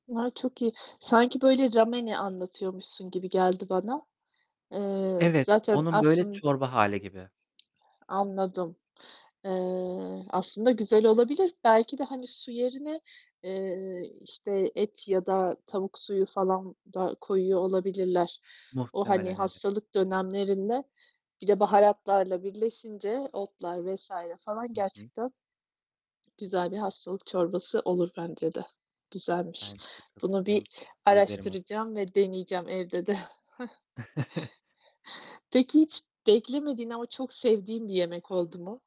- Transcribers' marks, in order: other background noise; tapping; alarm; distorted speech; chuckle
- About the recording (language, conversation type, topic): Turkish, unstructured, Farklı kültürlerin yemeklerini denemeyi sever misin?